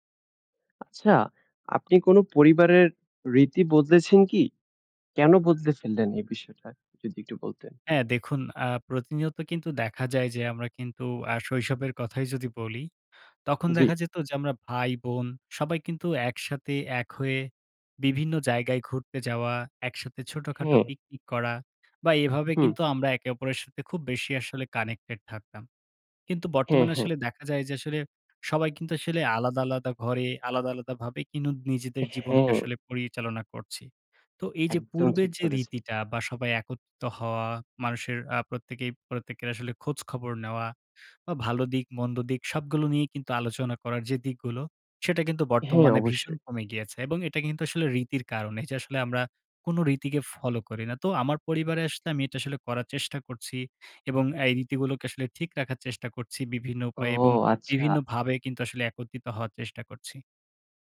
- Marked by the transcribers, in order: in English: "কানেক্টেড"; "কিন্ত" said as "কিনত"; "একত্রিত" said as "একতিত্ব"; drawn out: "ও"
- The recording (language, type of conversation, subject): Bengali, podcast, আপনি কি আপনার পরিবারের কোনো রীতি বদলেছেন, এবং কেন তা বদলালেন?